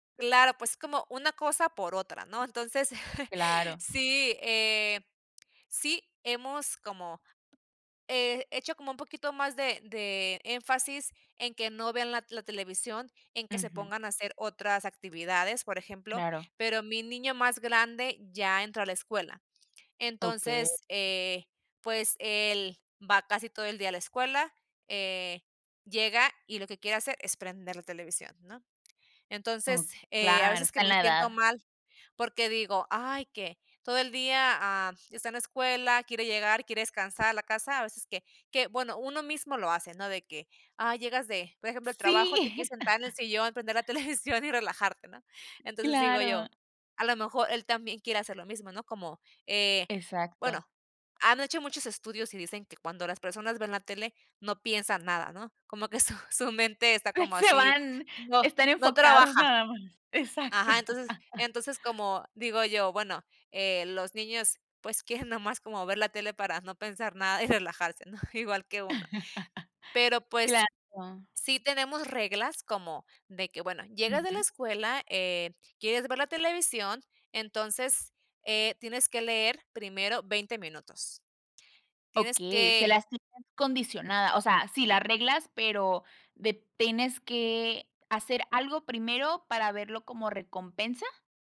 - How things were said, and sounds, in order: tapping; chuckle; laugh; laughing while speaking: "televisión"; chuckle; laughing while speaking: "su"; laugh; laugh
- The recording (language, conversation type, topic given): Spanish, podcast, ¿Qué reglas tienen respecto al uso de pantallas en casa?